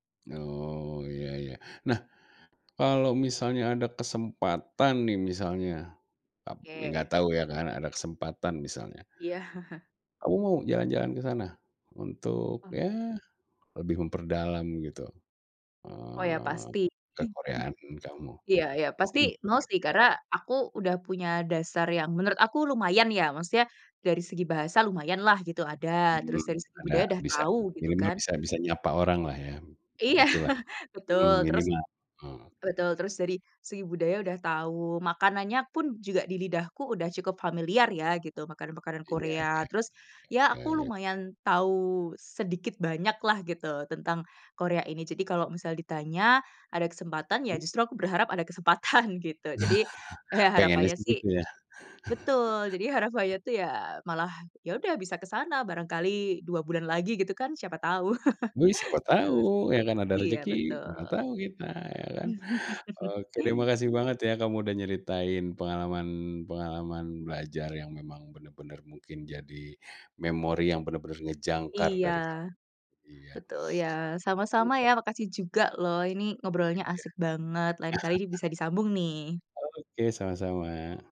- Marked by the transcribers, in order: laughing while speaking: "Iya"; unintelligible speech; laughing while speaking: "Iya"; chuckle; laughing while speaking: "kesempatan"; laugh; chuckle; laugh; unintelligible speech; chuckle
- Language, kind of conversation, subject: Indonesian, podcast, Apa pengalaman belajar yang paling berkesan dalam hidupmu?